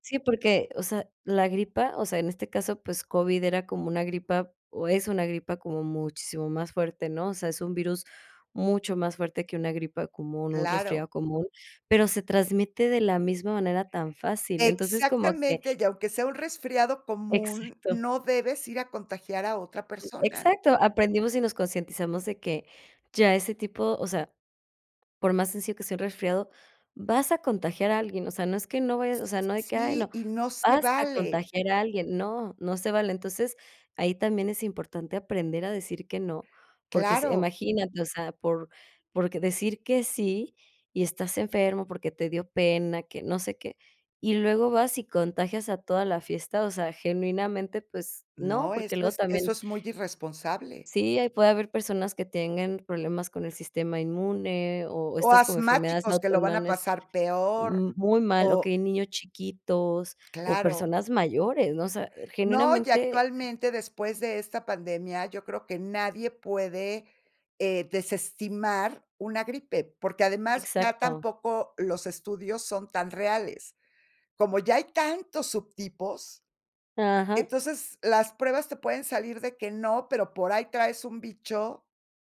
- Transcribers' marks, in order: none
- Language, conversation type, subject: Spanish, podcast, ¿Cómo decides cuándo decir no a tareas extra?